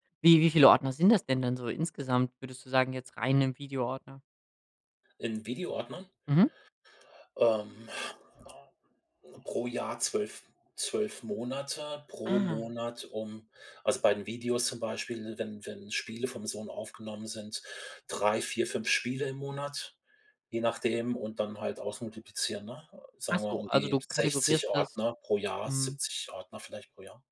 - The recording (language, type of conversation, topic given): German, podcast, Wie organisierst du deine digitalen Fotos und Erinnerungen?
- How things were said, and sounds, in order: other noise; "kategorisierst" said as "kategorierst"